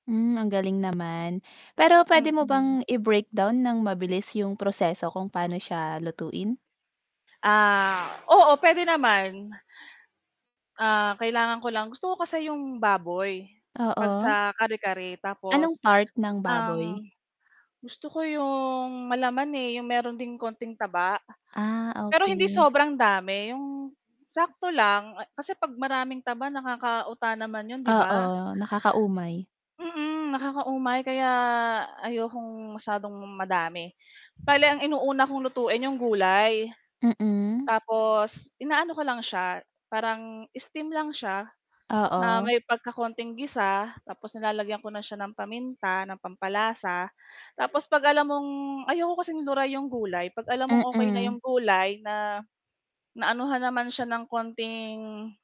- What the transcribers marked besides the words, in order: tapping; static; distorted speech; mechanical hum; other background noise; drawn out: "kaya"; "bale" said as "fale"; in English: "steam"
- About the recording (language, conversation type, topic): Filipino, podcast, Ano ang paborito mong lutong-bahay, at bakit?